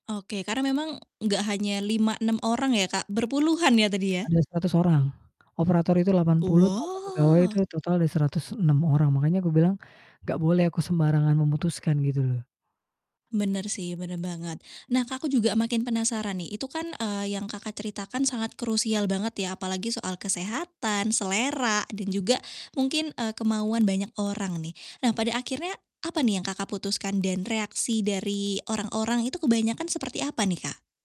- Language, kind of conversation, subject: Indonesian, podcast, Pernahkah kamu mencoba menetapkan batas waktu agar tidak terlalu lama berpikir?
- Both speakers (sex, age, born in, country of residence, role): female, 20-24, Indonesia, Indonesia, host; female, 35-39, Indonesia, Indonesia, guest
- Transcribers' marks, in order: distorted speech; drawn out: "Wow"; other background noise